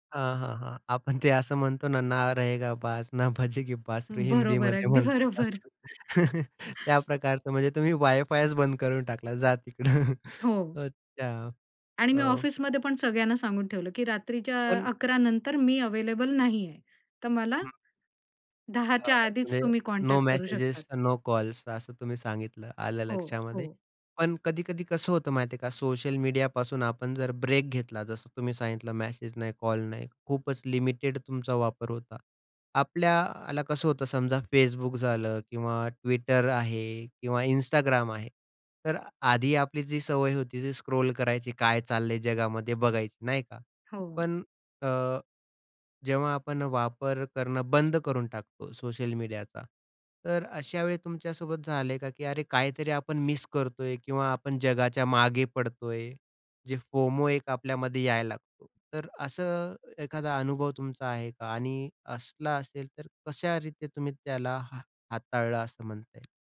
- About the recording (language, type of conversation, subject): Marathi, podcast, सोशल मीडियावर किती वेळ द्यायचा, हे कसे ठरवायचे?
- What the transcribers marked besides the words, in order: other background noise; laughing while speaking: "ते असं"; in Hindi: "ना रहेगा बास ना बजेगी बासरी"; laughing while speaking: "अगदी बरोबर"; chuckle; chuckle; unintelligible speech; in English: "नो मेसेजेस, नो कॉल्स"; in English: "कॉन्टॅक्ट"